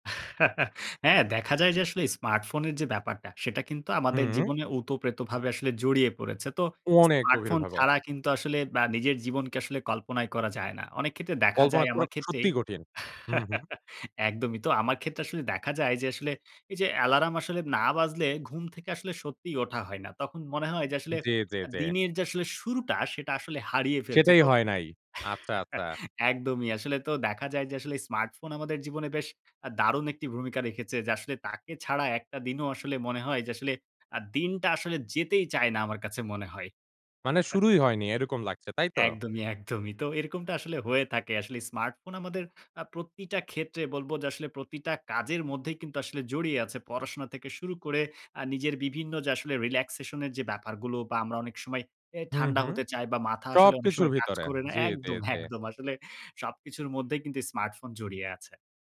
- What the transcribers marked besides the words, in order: laugh; "উতপ্রতভাবে" said as "উতপেতভাবে"; laugh; "অ্যালার্ম" said as "অ্যালারাম"; laugh; in English: "রিল্যাক্সেশন"
- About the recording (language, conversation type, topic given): Bengali, podcast, স্মার্টফোন ছাড়া এক দিন আপনার কেমন কাটে?
- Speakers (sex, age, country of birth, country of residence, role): male, 18-19, Bangladesh, Bangladesh, guest; male, 25-29, Bangladesh, Bangladesh, host